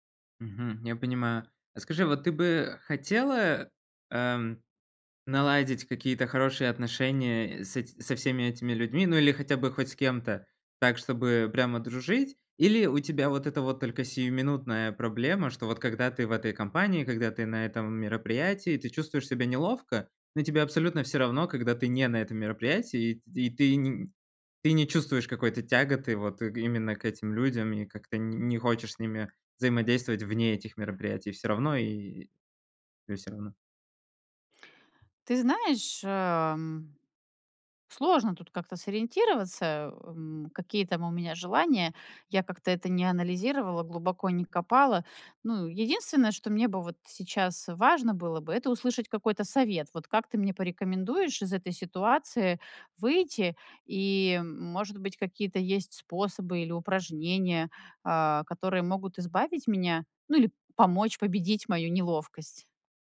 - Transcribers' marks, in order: none
- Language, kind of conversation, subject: Russian, advice, Как справиться с неловкостью на вечеринках и в разговорах?
- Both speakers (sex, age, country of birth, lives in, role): female, 40-44, Russia, United States, user; male, 30-34, Latvia, Poland, advisor